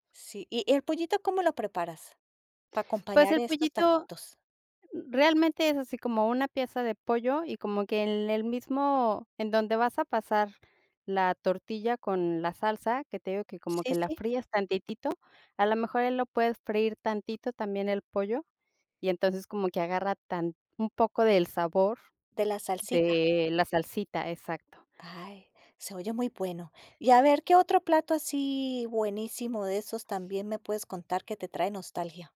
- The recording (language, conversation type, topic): Spanish, podcast, ¿Qué plato te provoca nostalgia y por qué?
- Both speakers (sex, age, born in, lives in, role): female, 40-44, Mexico, United States, guest; female, 55-59, Colombia, United States, host
- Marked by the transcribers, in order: none